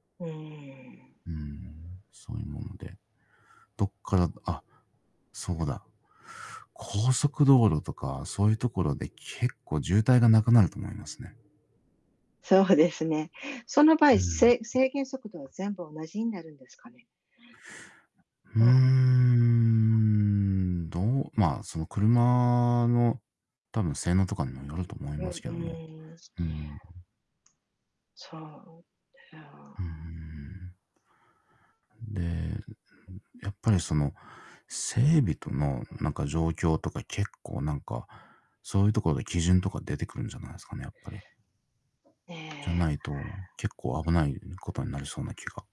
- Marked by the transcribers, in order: static; tapping; drawn out: "うーん"; distorted speech
- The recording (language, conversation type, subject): Japanese, unstructured, 未来の交通はどのように変わっていくと思いますか？